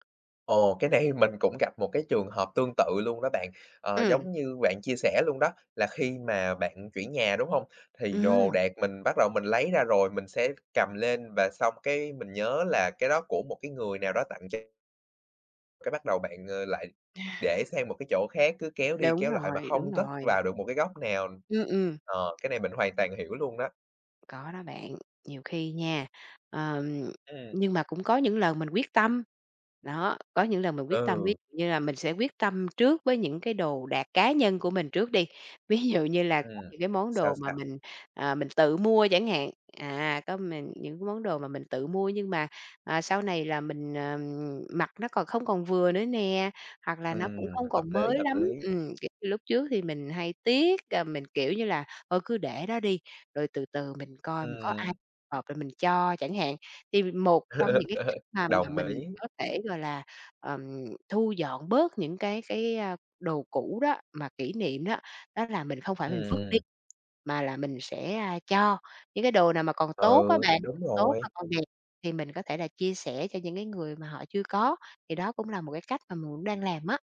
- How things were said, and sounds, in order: tapping; chuckle; other background noise; laugh
- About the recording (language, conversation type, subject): Vietnamese, podcast, Bạn xử lý đồ kỷ niệm như thế nào khi muốn sống tối giản?